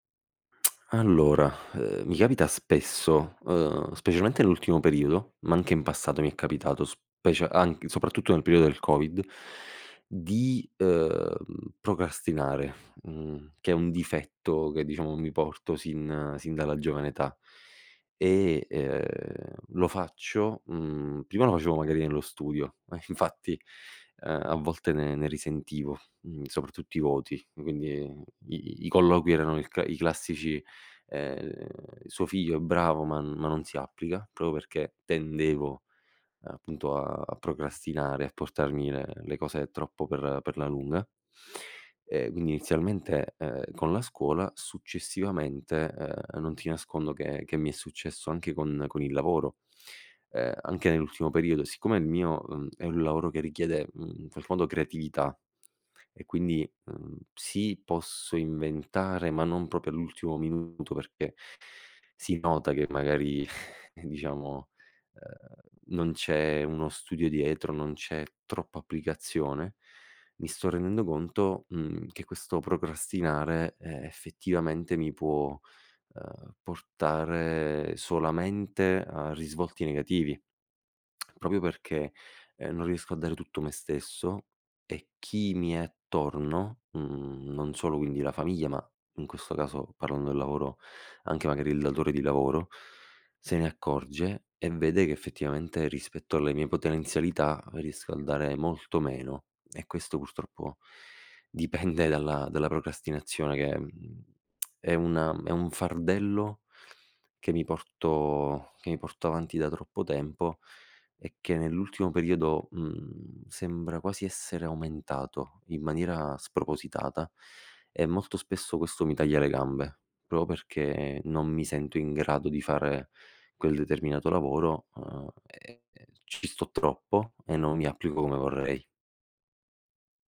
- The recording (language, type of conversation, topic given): Italian, advice, Come posso smettere di procrastinare su un progetto importante fino all'ultimo momento?
- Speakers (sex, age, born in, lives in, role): female, 20-24, Italy, Italy, advisor; male, 25-29, Italy, Italy, user
- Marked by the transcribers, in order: "procrastinare" said as "procastinare"; "proprio" said as "propio"; "proprio" said as "propio"; chuckle; tongue click; "Proprio" said as "propio"; "procrastinazione" said as "procastinazione"; tongue click